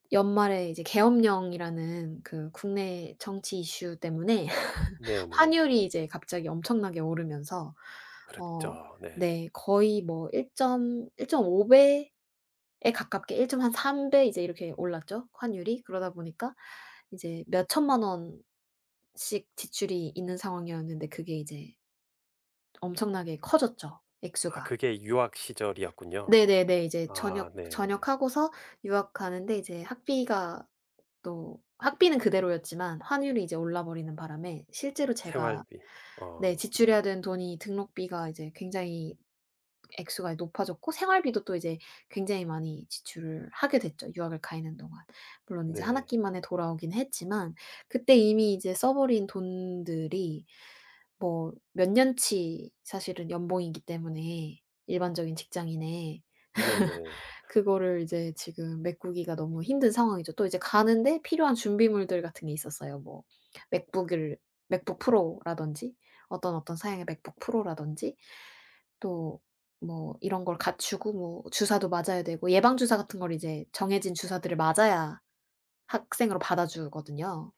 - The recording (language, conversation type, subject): Korean, advice, 큰 지출과 수입 감소로 인해 재정적으로 불확실한 상황을 어떻게 해결하면 좋을까요?
- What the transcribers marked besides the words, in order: other background noise; laugh; tapping; laugh